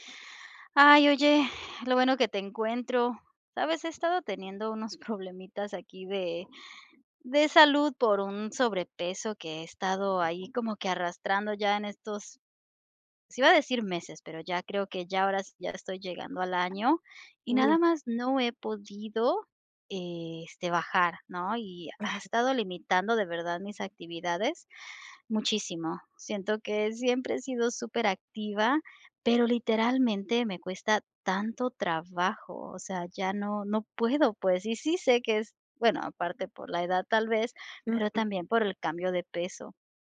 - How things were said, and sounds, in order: none
- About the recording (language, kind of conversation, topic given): Spanish, advice, ¿Qué cambio importante en tu salud personal está limitando tus actividades?